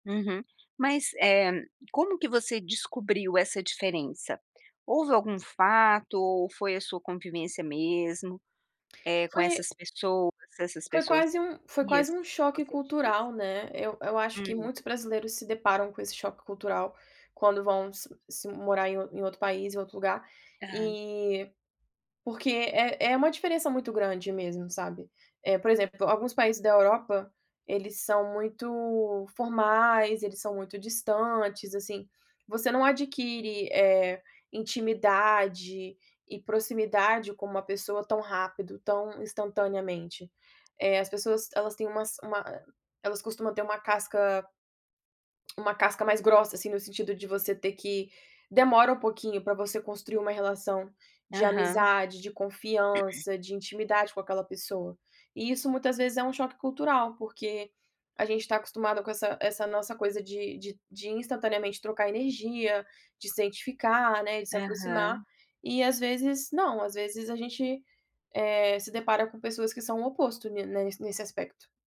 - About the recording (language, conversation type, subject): Portuguese, podcast, O que te dá mais orgulho na sua origem cultural?
- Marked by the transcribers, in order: tapping; throat clearing; "identificar" said as "centificar"